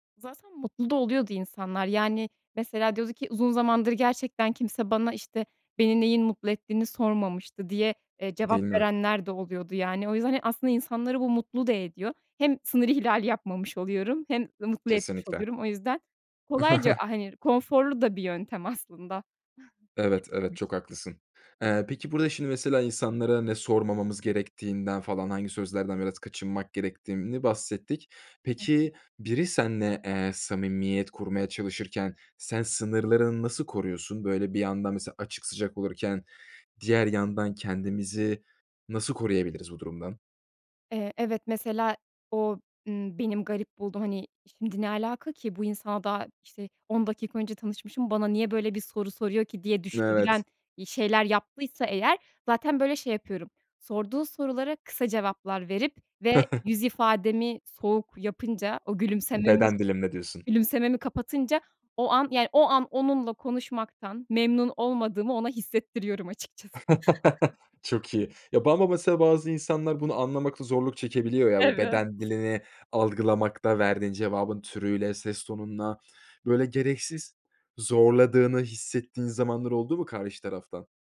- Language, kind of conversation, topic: Turkish, podcast, İnsanlarla bağ kurmak için hangi adımları önerirsin?
- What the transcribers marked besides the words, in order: chuckle; chuckle; chuckle; tapping; other background noise; laugh